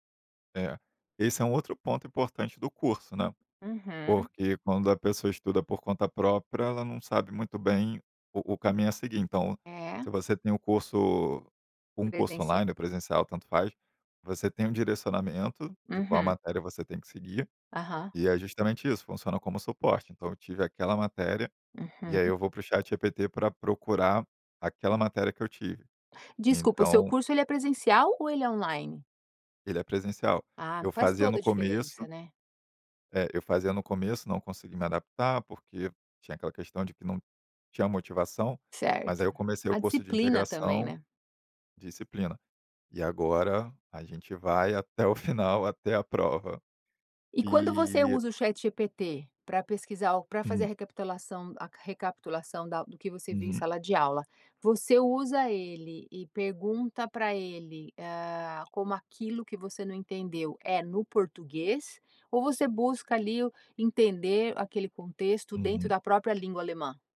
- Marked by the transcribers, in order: tapping
- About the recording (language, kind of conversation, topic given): Portuguese, podcast, Como você usa a internet para aprender coisas novas?